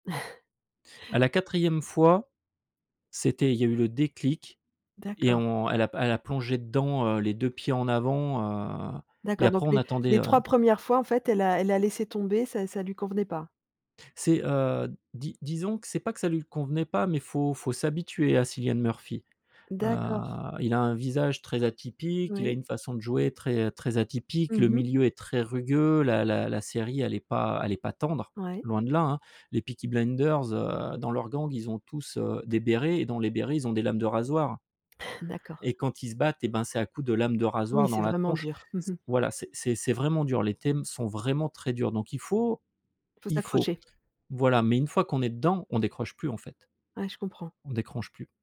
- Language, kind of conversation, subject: French, podcast, Quelle série recommanderais-tu à tout le monde en ce moment ?
- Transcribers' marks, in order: chuckle; tapping; "décroche" said as "décranche"